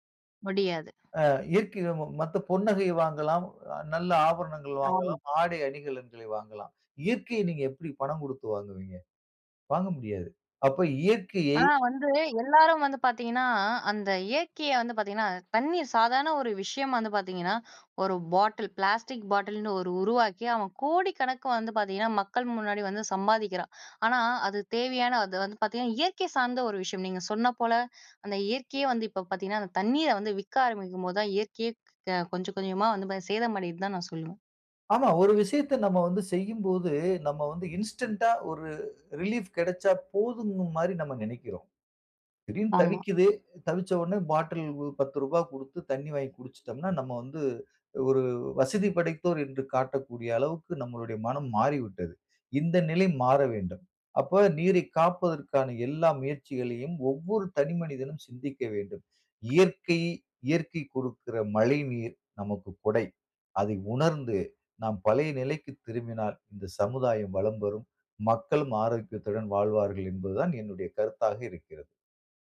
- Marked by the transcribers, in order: unintelligible speech; other noise; in English: "இன்ஸ்டன்ட்‌டா"; in English: "ரிலீஃப்"
- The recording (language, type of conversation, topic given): Tamil, podcast, நீரைப் பாதுகாக்க மக்கள் என்ன செய்ய வேண்டும் என்று நீங்கள் நினைக்கிறீர்கள்?